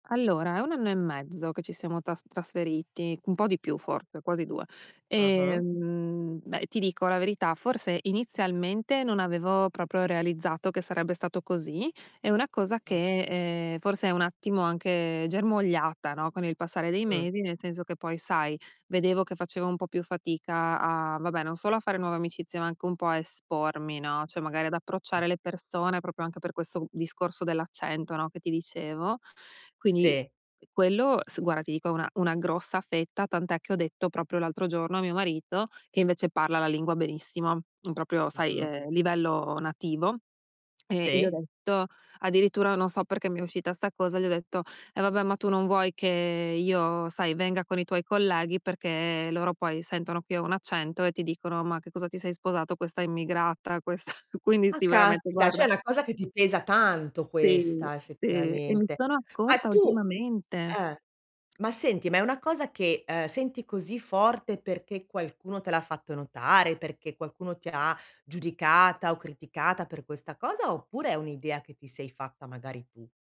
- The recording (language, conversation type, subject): Italian, advice, Come posso superare il senso di inadeguatezza dopo un rifiuto?
- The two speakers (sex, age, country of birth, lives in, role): female, 35-39, Italy, United States, user; female, 55-59, Italy, Italy, advisor
- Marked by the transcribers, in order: tapping; other background noise; "proprio" said as "propio"; "proprio" said as "propio"; "guarda" said as "guara"; "proprio" said as "propio"; "proprio" said as "propio"; laughing while speaking: "questa"; "Cioè" said as "ceh"; "una" said as "na"; "Sì" said as "tì"; "sì" said as "tì"; tsk